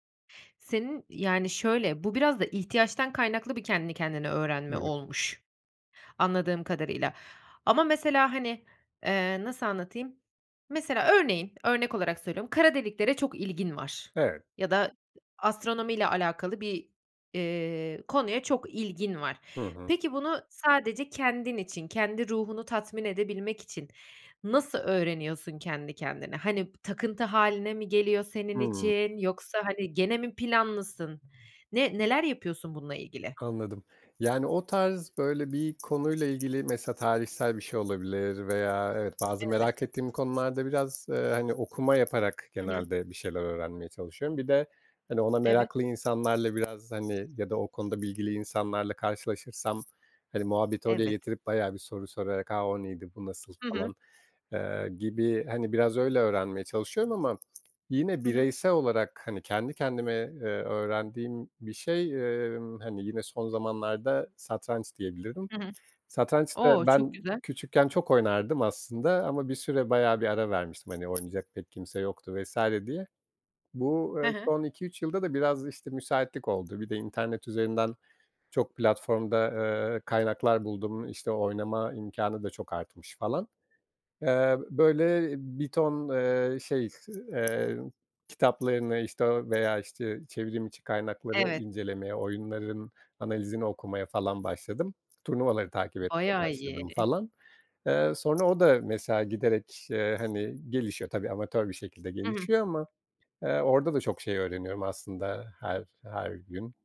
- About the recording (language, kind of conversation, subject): Turkish, podcast, Kendi kendine öğrenmek mümkün mü, nasıl?
- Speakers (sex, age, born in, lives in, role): female, 30-34, Turkey, Netherlands, host; male, 40-44, Turkey, Portugal, guest
- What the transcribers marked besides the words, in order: other background noise; tapping